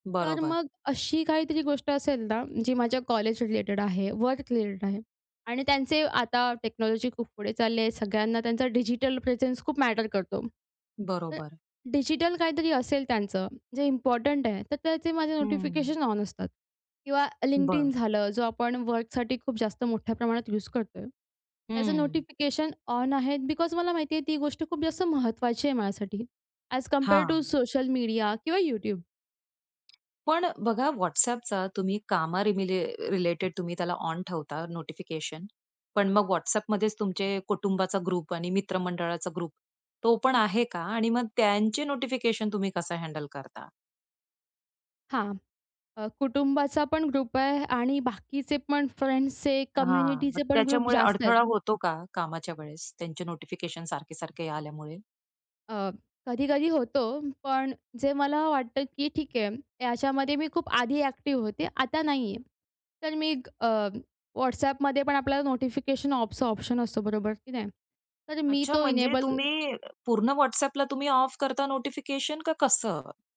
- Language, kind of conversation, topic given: Marathi, podcast, कामाच्या वेळेत मोबाईलमुळे होणारे व्यत्यय तुम्ही कशा पद्धतीने हाताळता?
- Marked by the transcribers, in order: other background noise; in English: "टेक्नॉलॉजी"; in English: "प्रेझेन्स"; in English: "बिकॉज"; tapping; other noise; in English: "ग्रुप"; in English: "ग्रुप"; in English: "ग्रुप"; in English: "फ्रेंड्सचे, कम्युनिटीचे"; in English: "ग्रुप"; in English: "ऑफचा"; in English: "इनेबल"; in English: "ऑफ"